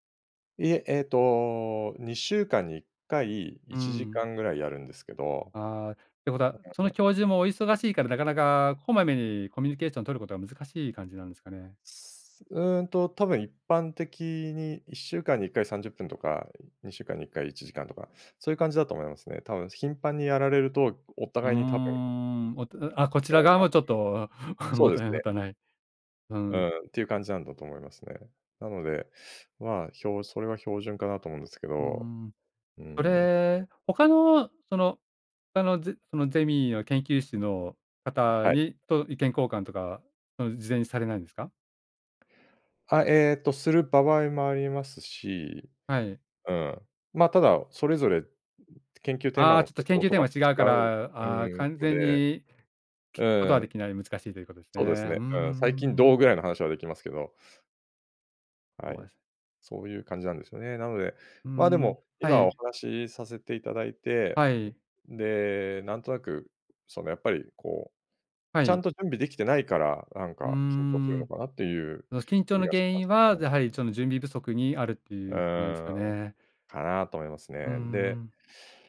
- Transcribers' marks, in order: unintelligible speech; other background noise; unintelligible speech; chuckle; laughing while speaking: "持たない 持たない"; "研究室" said as "けんきゅうし"; "場合" said as "ばわい"; unintelligible speech; unintelligible speech; unintelligible speech
- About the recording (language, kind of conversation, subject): Japanese, advice, 会議や発表で自信を持って自分の意見を表現できないことを改善するにはどうすればよいですか？